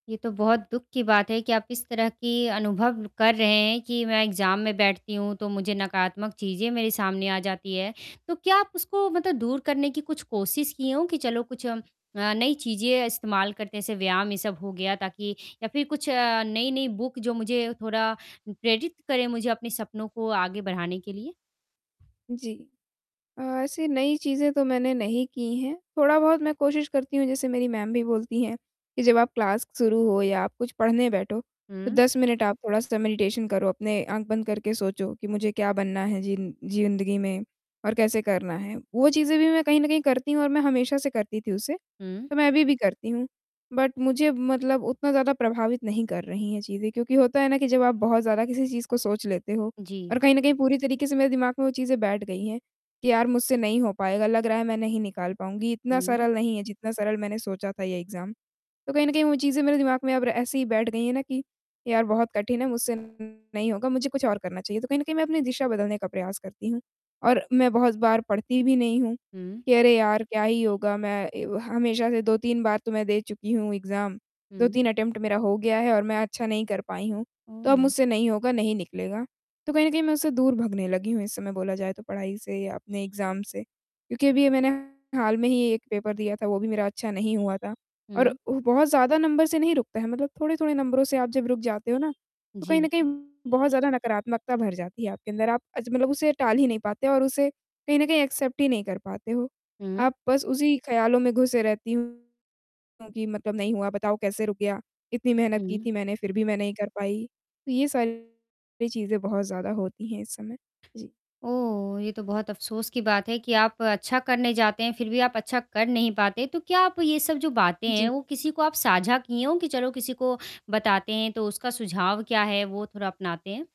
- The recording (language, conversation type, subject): Hindi, advice, मैं नकारात्मक सोच से कैसे ऊपर उठकर प्रेरित रह सकता/सकती हूँ?
- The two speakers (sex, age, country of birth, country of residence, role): female, 20-24, India, India, advisor; female, 20-24, India, India, user
- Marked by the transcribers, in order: static; in English: "एग्ज़ाम"; tapping; in English: "बुक"; mechanical hum; in English: "क्लास"; in English: "मेडिटेशन"; in English: "बट"; in English: "एग्ज़ाम"; distorted speech; horn; in English: "एग्ज़ाम"; in English: "अटेम्प्ट"; in English: "एग्ज़ाम"; in English: "पेपर"; in English: "एक्सेप्ट"